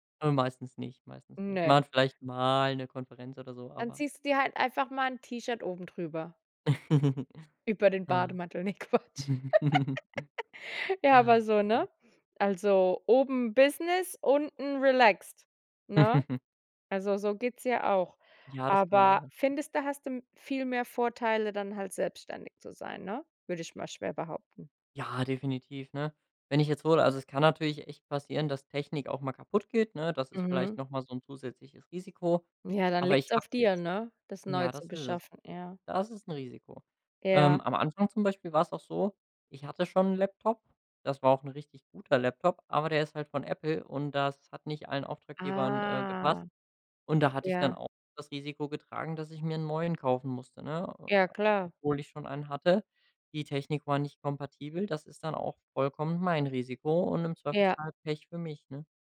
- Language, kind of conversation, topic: German, podcast, Wann hast du etwas riskiert und es hat sich gelohnt?
- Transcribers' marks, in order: drawn out: "mal"; giggle; laugh; giggle; drawn out: "Ah"